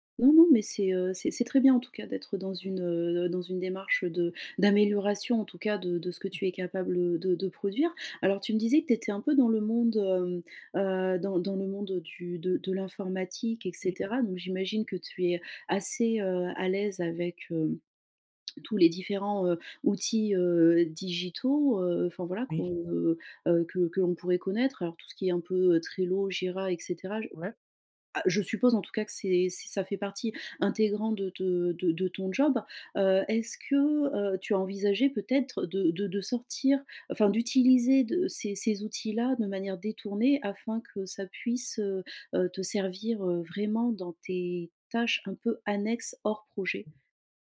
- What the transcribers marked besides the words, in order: stressed: "intégrante"; stressed: "annexes"; other background noise
- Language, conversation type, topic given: French, advice, Comment puis-je suivre facilement mes routines et voir mes progrès personnels ?